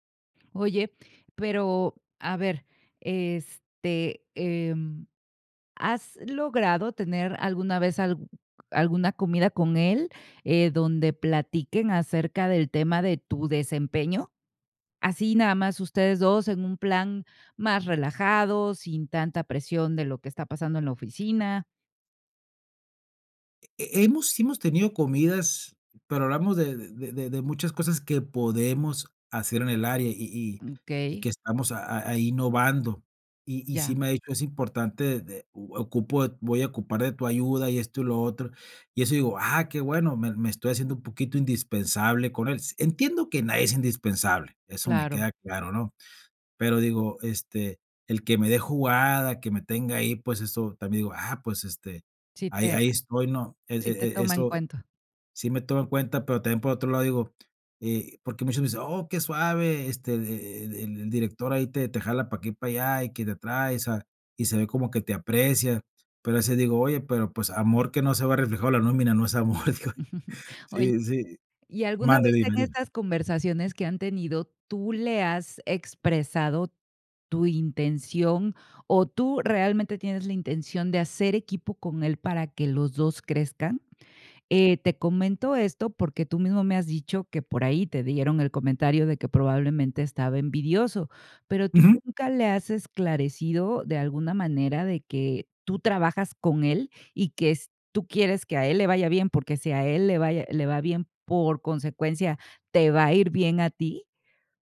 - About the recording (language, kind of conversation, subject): Spanish, advice, ¿Cómo puedo pedir un aumento o una promoción en el trabajo?
- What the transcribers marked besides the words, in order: chuckle; laughing while speaking: "amor, digo"